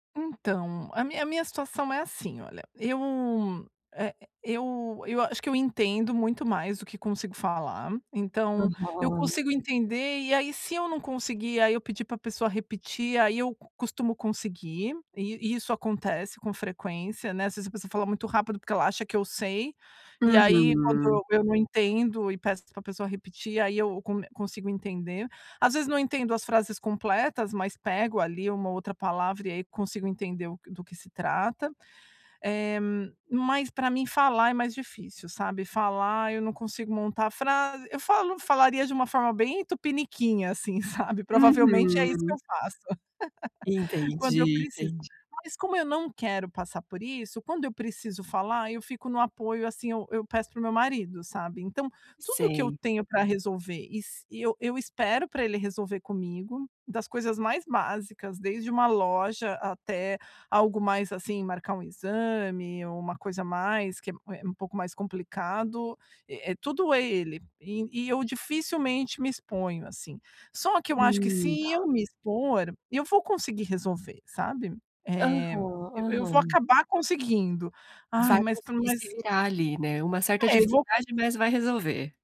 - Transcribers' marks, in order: laugh
- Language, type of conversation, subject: Portuguese, advice, Como posso vencer a procrastinação com passos bem simples?